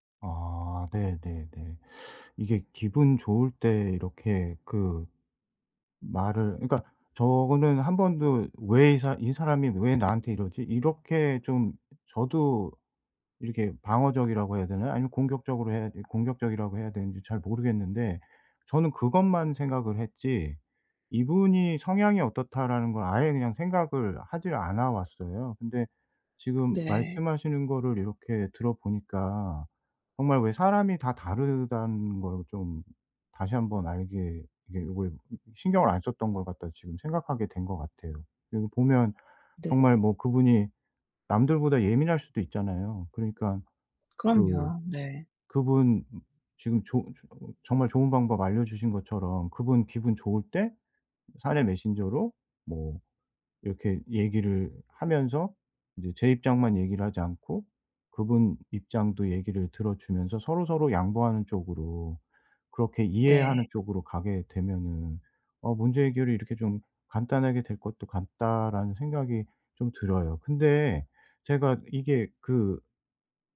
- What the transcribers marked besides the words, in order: other background noise
- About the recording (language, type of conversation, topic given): Korean, advice, 감정이 상하지 않도록 상대에게 건설적인 피드백을 어떻게 말하면 좋을까요?